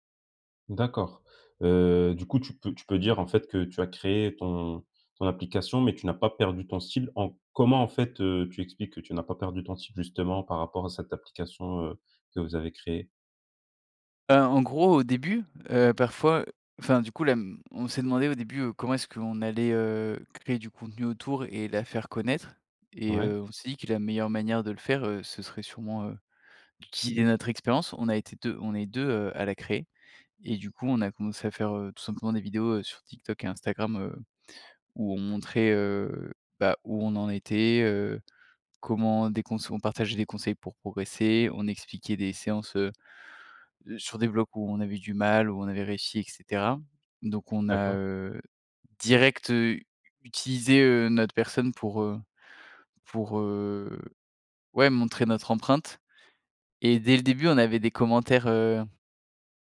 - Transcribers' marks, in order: tapping; other background noise
- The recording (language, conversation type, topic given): French, podcast, Comment faire pour collaborer sans perdre son style ?